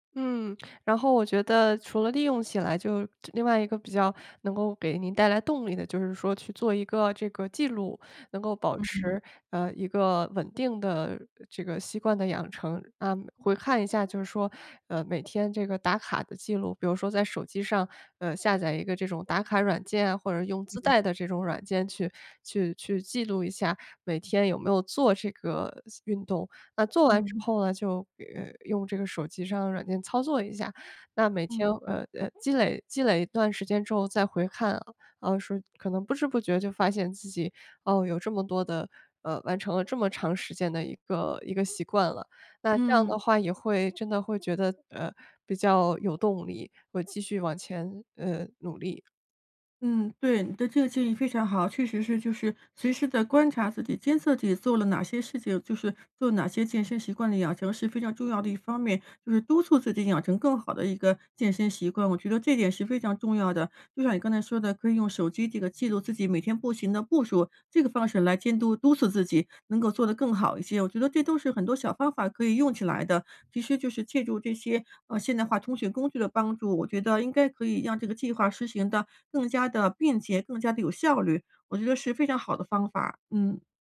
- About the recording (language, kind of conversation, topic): Chinese, advice, 在忙碌的生活中，怎样才能坚持新习惯而不半途而废？
- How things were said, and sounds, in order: none